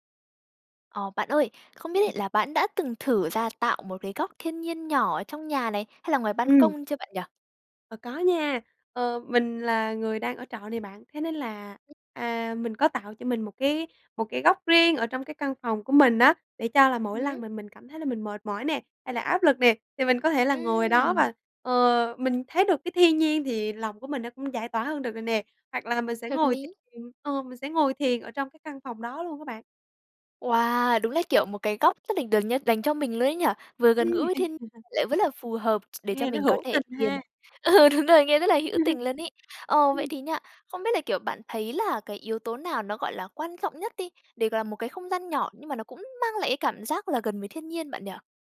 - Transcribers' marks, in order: tapping; other background noise; laugh; laughing while speaking: "ừ, đúng rồi"; laugh
- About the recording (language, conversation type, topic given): Vietnamese, podcast, Làm sao để tạo một góc thiên nhiên nhỏ để thiền giữa thành phố?